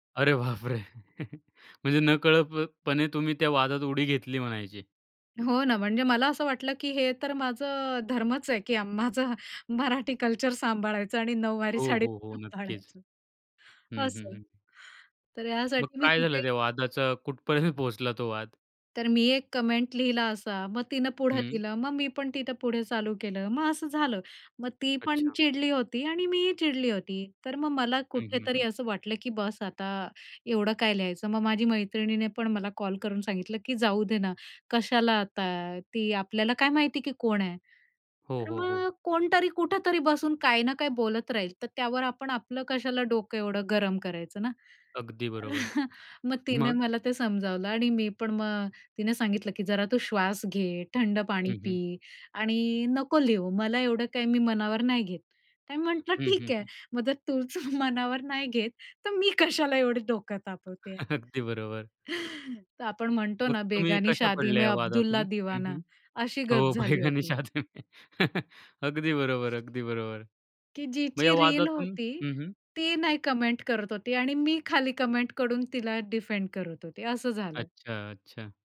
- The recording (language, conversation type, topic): Marathi, podcast, ऑनलाइन वादातून बाहेर पडण्यासाठी तुमचा उपाय काय आहे?
- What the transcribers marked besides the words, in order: laughing while speaking: "अरे बाप रे!"; chuckle; in English: "कमेंट"; chuckle; other background noise; laughing while speaking: "तूच मनावर नाही घेत तर मी कशाला एवढे डोकं तापवते"; tapping; laughing while speaking: "अगदी बरोबर"; laugh; in Hindi: "बेगानी शादी में अब्दुल्ला दीवाना"; laughing while speaking: "हो, बेगानी शादी में"; chuckle; in English: "कमेंट"; in English: "कमेंट"; in English: "डिफेंड"